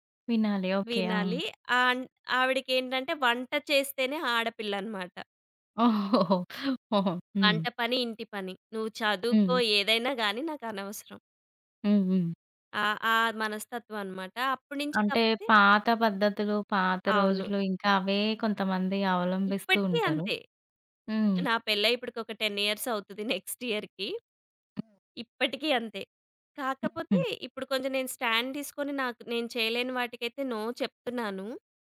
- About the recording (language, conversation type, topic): Telugu, podcast, చేయలేని పనిని మర్యాదగా ఎలా నిరాకరించాలి?
- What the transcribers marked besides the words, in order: chuckle; tapping; other background noise; in English: "టెన్ ఇయర్స్"; in English: "నెక్స్ట్ ఇయర్‌కి"; in English: "స్టాండ్"; in English: "నో"